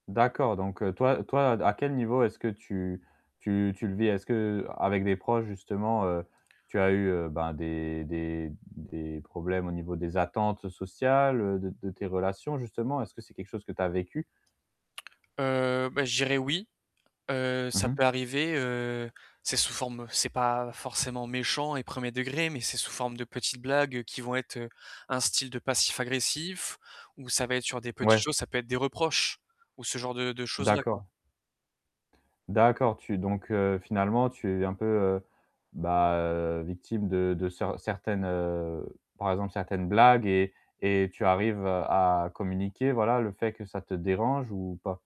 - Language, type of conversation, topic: French, advice, Comment gérer les changements dans mes relations et mes attentes sociales ?
- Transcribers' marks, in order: static; tapping